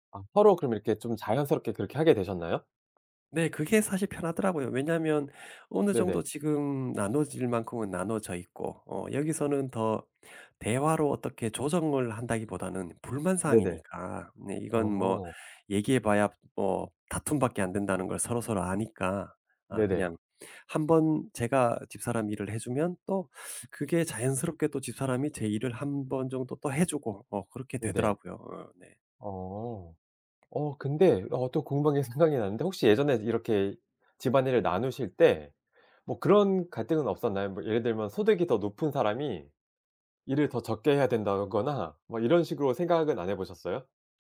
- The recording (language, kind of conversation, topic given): Korean, podcast, 집안일 분담은 보통 어떻게 정하시나요?
- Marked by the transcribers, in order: tapping; laughing while speaking: "생각이"